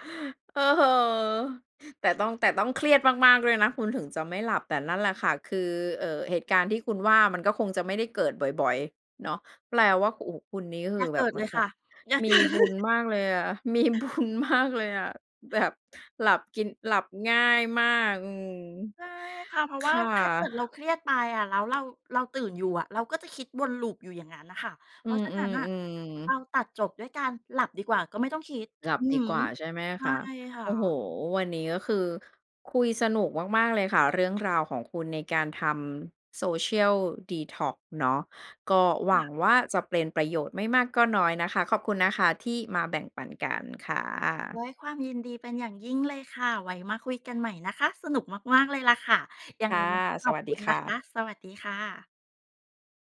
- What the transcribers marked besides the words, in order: laughing while speaking: "เออ"; laughing while speaking: "อย่าเกิด"; other background noise; laughing while speaking: "มีบุญ"
- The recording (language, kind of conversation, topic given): Thai, podcast, คุณเคยทำดีท็อกซ์ดิจิทัลไหม แล้วเป็นยังไง?